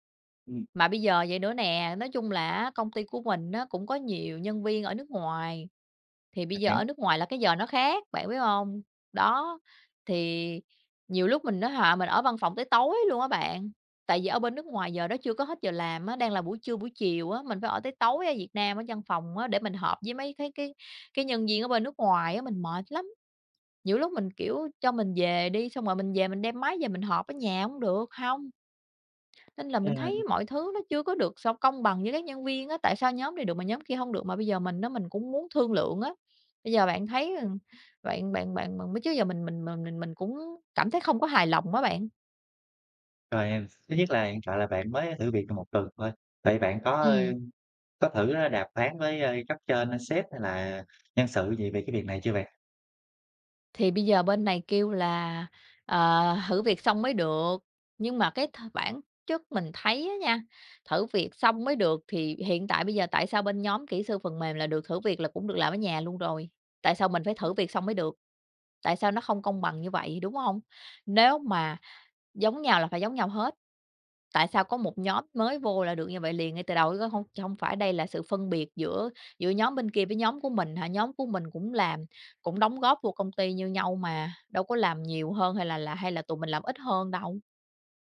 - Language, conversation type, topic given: Vietnamese, advice, Làm thế nào để đàm phán các điều kiện làm việc linh hoạt?
- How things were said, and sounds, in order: other background noise; tapping